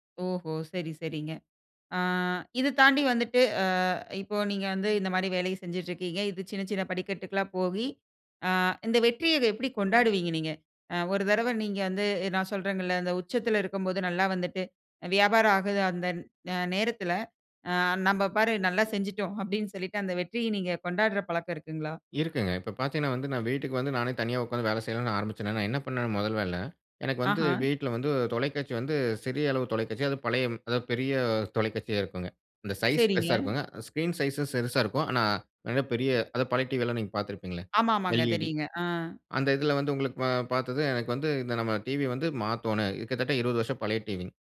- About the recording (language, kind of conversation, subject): Tamil, podcast, தொடக்கத்தில் சிறிய வெற்றிகளா அல்லது பெரிய இலக்கை உடனடி பலனின்றி தொடர்ந்து நாடுவதா—இவற்றில் எது முழுமையான தீவிரக் கவன நிலையை அதிகம் தூண்டும்?
- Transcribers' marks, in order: in English: "ஸ்கிரீன் சைஸ்"; in English: "ல். இ. டி"